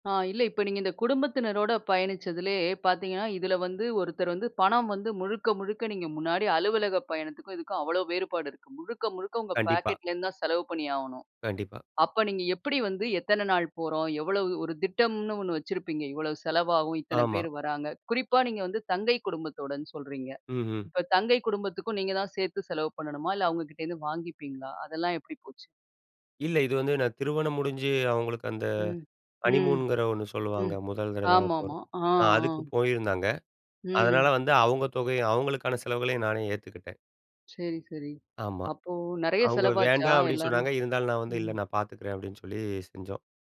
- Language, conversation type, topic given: Tamil, podcast, நீங்கள் தனியாகப் பயணம் செய்யும்போது, உங்கள் குடும்பமும் நண்பர்களும் அதை எப்படி பார்க்கிறார்கள்?
- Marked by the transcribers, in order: in English: "ஹனிமூன்ங்கிற"